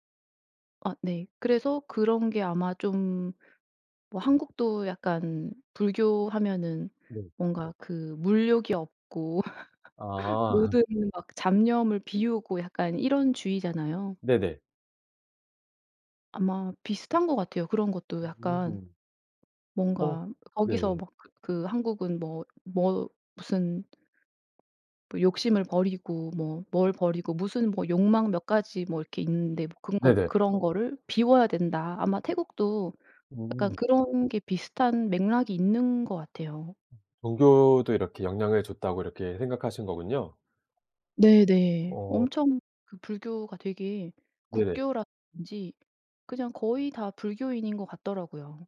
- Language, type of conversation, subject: Korean, podcast, 여행 중 낯선 사람에게서 문화 차이를 배웠던 경험을 이야기해 주실래요?
- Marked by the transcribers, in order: other background noise; laugh